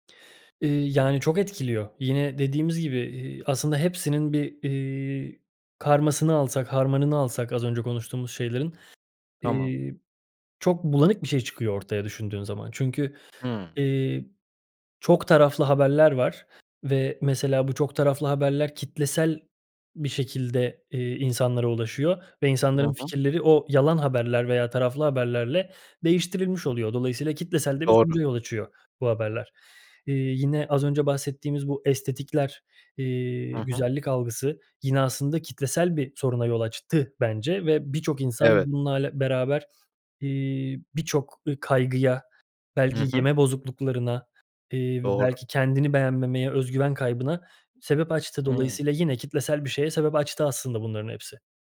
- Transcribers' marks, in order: none
- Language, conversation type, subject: Turkish, podcast, Sosyal medyada gerçeklik ile kurgu arasındaki çizgi nasıl bulanıklaşıyor?